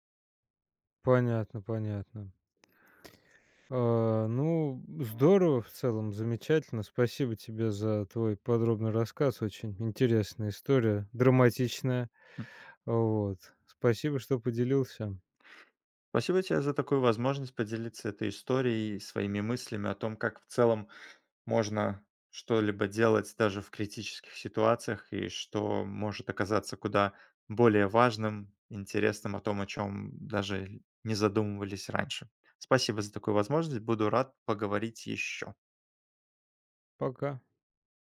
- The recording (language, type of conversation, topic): Russian, podcast, О каком дне из своей жизни ты никогда не забудешь?
- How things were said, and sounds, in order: tapping